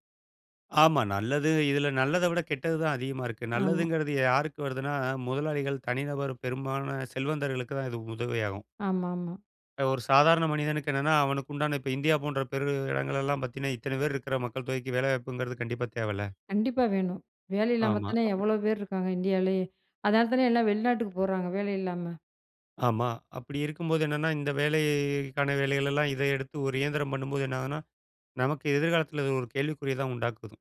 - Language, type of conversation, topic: Tamil, podcast, எதிர்காலத்தில் செயற்கை நுண்ணறிவு நம் வாழ்க்கையை எப்படிப் மாற்றும்?
- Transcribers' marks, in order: other background noise; drawn out: "வேலைக்கான"